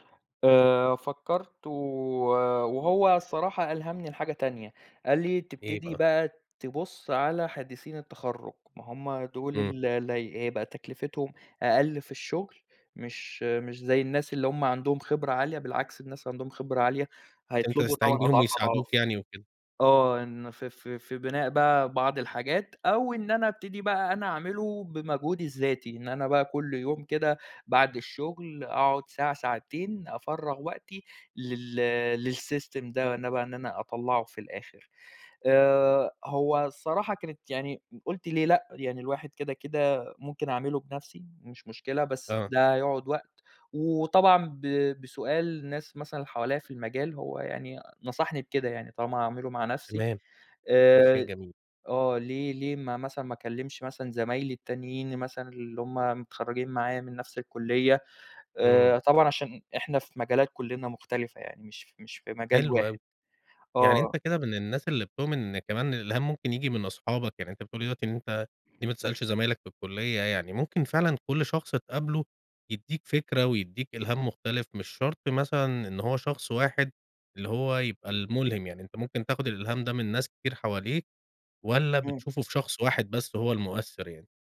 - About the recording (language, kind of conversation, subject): Arabic, podcast, احكيلي عن مرة قابلت فيها حد ألهمك؟
- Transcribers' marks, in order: in English: "للسِّيستم"; tapping; other background noise